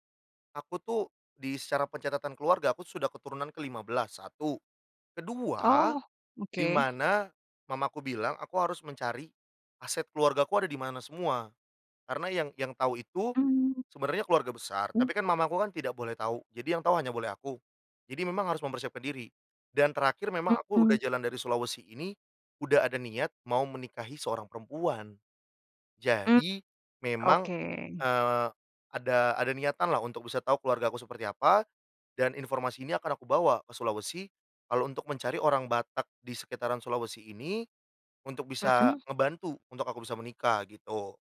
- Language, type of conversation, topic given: Indonesian, podcast, Pernahkah kamu pulang ke kampung untuk menelusuri akar keluargamu?
- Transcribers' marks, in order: none